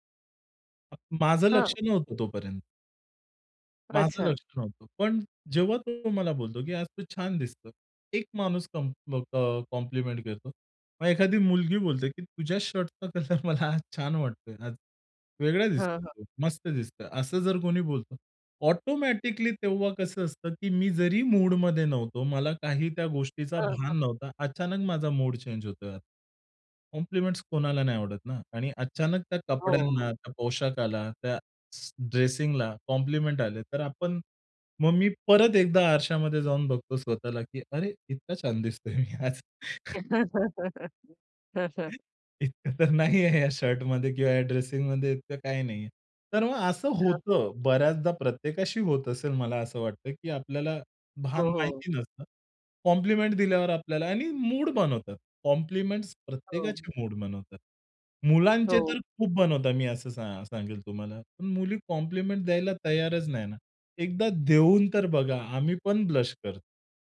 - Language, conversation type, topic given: Marathi, podcast, तुमच्या कपड्यांच्या निवडीचा तुमच्या मनःस्थितीवर कसा परिणाम होतो?
- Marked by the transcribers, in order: other background noise; in English: "कॉम्प्लिमेंट"; tapping; laughing while speaking: "कलर मला आज छान वाटतोय"; in English: "कॉम्प्लिमेंट"; in English: "कॉम्प्लिमेंट"; laughing while speaking: "दिसतोय मी आज"; chuckle; laugh; chuckle; laughing while speaking: "इतकं तर नाहीये या शर्टमध्ये किंवा या ड्रेसिंगमध्ये इतकं"; in English: "कॉम्प्लिमेंट"; in English: "कॉम्प्लिमेंट"; in English: "कॉम्प्लिमेंट"